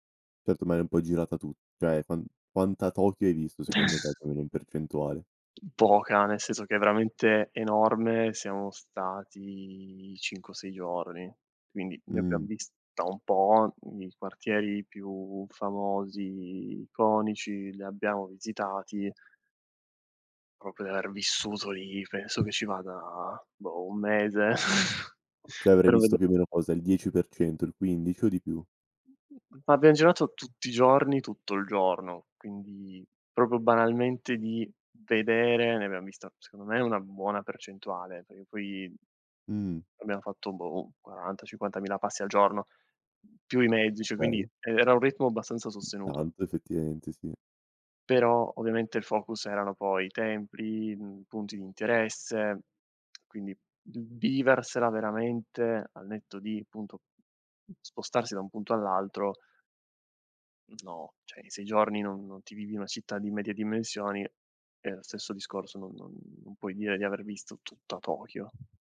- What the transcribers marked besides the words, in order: tapping; chuckle; unintelligible speech; other background noise; "Proprio" said as "propio"; chuckle; "Cioè" said as "ceh"; "proprio" said as "propio"; "cioè" said as "ceh"; lip smack; lip smack; "cioè" said as "ceh"
- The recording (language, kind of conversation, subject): Italian, podcast, Quale città o paese ti ha fatto pensare «tornerò qui» e perché?